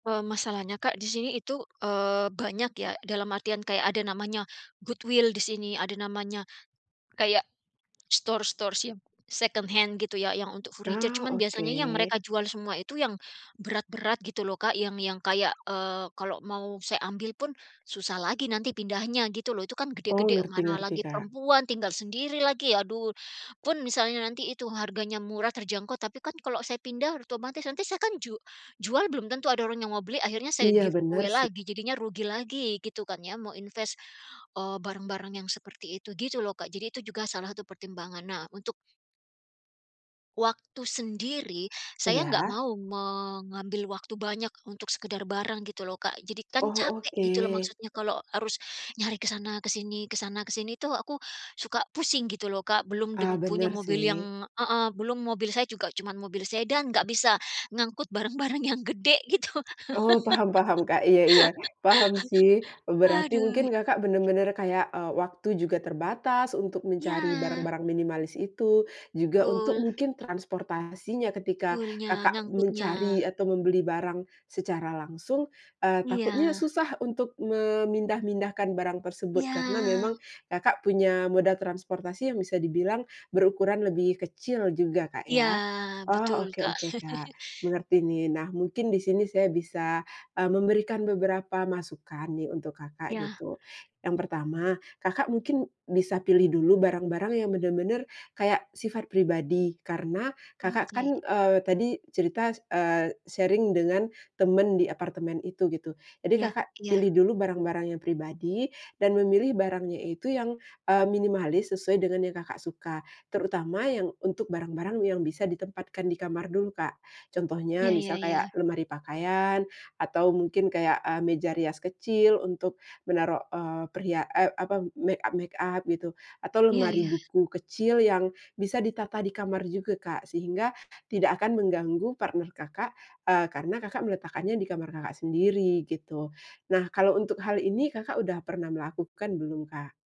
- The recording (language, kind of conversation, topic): Indonesian, advice, Bagaimana cara memilah barang saat ingin menerapkan gaya hidup minimalis?
- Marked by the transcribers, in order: in English: "goodwill"; in English: "store-store"; in English: "secondhand"; tapping; in English: "giveaway"; other background noise; laughing while speaking: "barang-barang yang gede, gitu"; laugh; in English: "Pull-nya"; laugh; in English: "sharing"